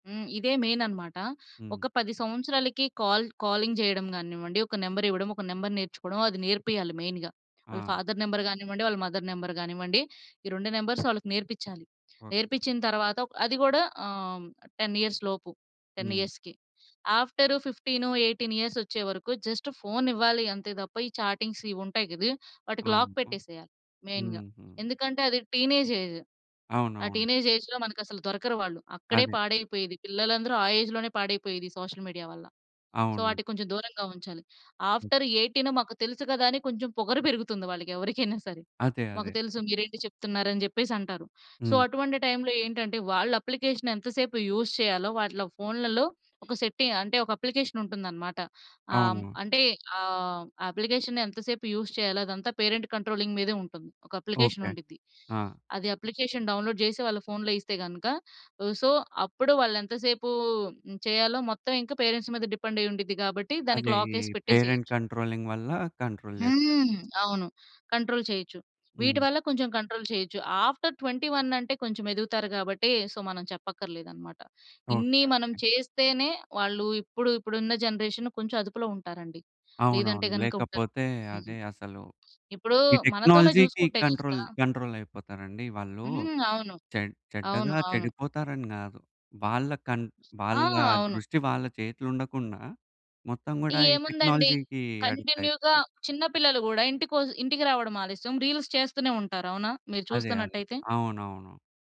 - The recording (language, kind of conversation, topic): Telugu, podcast, సోషల్ మీడియా వాడకాన్ని తగ్గించిన తర్వాత మీ నిద్రలో ఎలాంటి మార్పులు గమనించారు?
- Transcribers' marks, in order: in English: "మెయిన్"; in English: "కాల్ కాలింగ్"; in English: "మెయిన్‌గా"; in English: "ఫాదర్ నంబర్"; in English: "మదర్ నెంబర్"; other background noise; in English: "టెన్ ఇయర్స్"; in English: "టెన్ ఇయర్స్‌కి. ఆఫ్టర్ ఫిఫ్టీన్ ఎయిటీన్ ఇయర్స్"; in English: "జస్ట్"; in English: "చాటింగ్స్"; in English: "లాక్"; in English: "మెయిన్‌గా"; in English: "టీనేజ్ ఏజ్"; in English: "టీనేజ్ ఏజ్‌లో"; in English: "ఏజ్"; in English: "సోషల్ మీడియా"; in English: "సో"; in English: "ఆఫ్టర్ ఎయిటీన్"; in English: "సో"; in English: "టైమ్‌లో"; in English: "అప్లికేషన్"; in English: "యూజ్"; in English: "సెట్టింగ్"; in English: "అప్లికేషన్"; in English: "అప్లికేషన్"; in English: "యూజ్"; in English: "పేరెంట్ కంట్రోలింగ్"; in English: "అప్లికేషన్"; in English: "అప్లికేషన్ డౌన్‌లోడ్"; in English: "సో"; in English: "పేరెంట్స్"; in English: "డిపెండ్"; in English: "లాక్"; in English: "పేరెంట్ కంట్రోలింగ్"; in English: "కంట్రోల్"; in English: "కంట్రోల్"; in English: "కంట్రోల్"; in English: "ఆఫ్టర్ ట్వెంటీ వన్"; in English: "సో"; in English: "జనరేషన్"; in English: "టెక్నాలజీ‌కి కంట్రోల్, కంట్రోల్"; in English: "టెక్నాలజీ‌కి అడిక్ట్"; in English: "కంటిన్యూ‌గా"; in English: "రీల్స్"